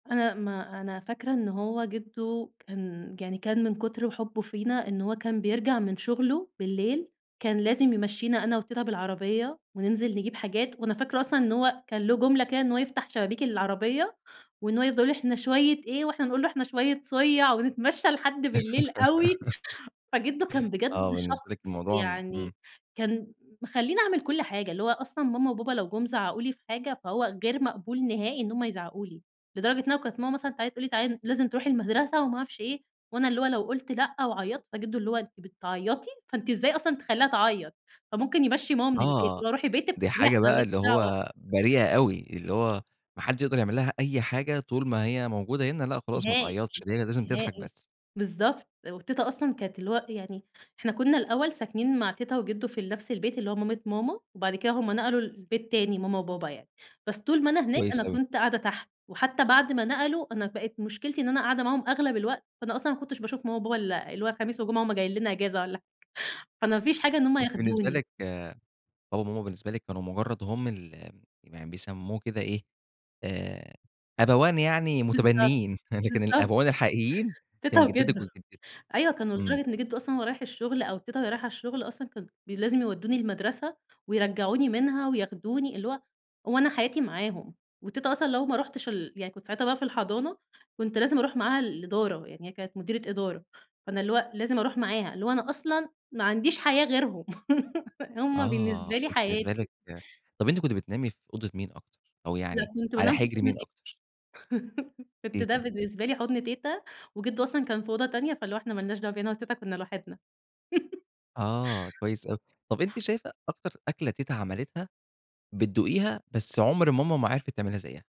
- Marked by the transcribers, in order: laugh; unintelligible speech; tapping; laughing while speaking: "والَّا حاجة"; chuckle; laugh; laugh; laugh
- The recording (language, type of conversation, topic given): Arabic, podcast, إحكيلي عن المكان اللي بيربطك بحكايات جدودك؟